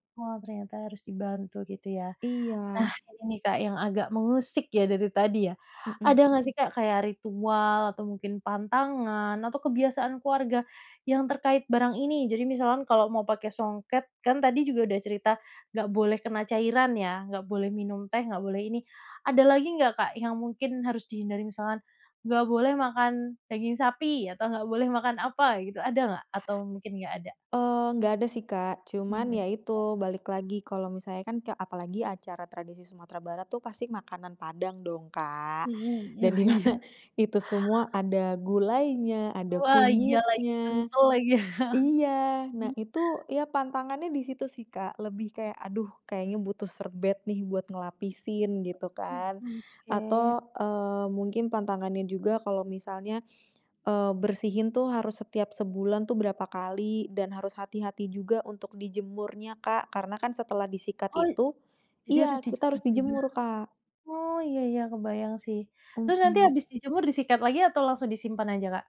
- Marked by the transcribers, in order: laughing while speaking: "wah iya"; laughing while speaking: "di mana"; chuckle
- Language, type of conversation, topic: Indonesian, podcast, Apakah kamu punya barang peninggalan keluarga yang menyimpan cerita yang sangat berkesan?